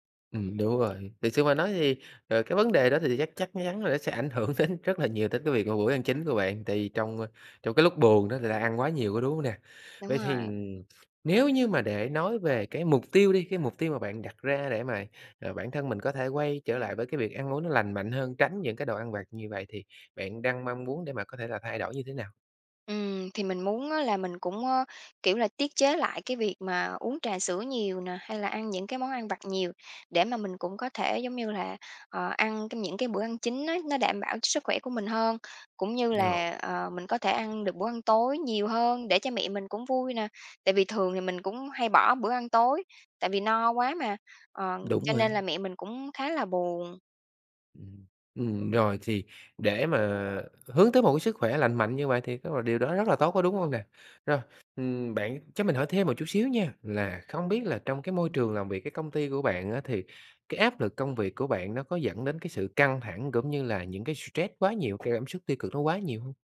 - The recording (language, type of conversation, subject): Vietnamese, advice, Vì sao bạn thường thất bại trong việc giữ kỷ luật ăn uống lành mạnh?
- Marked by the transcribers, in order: tapping; laughing while speaking: "đến"; in English: "No"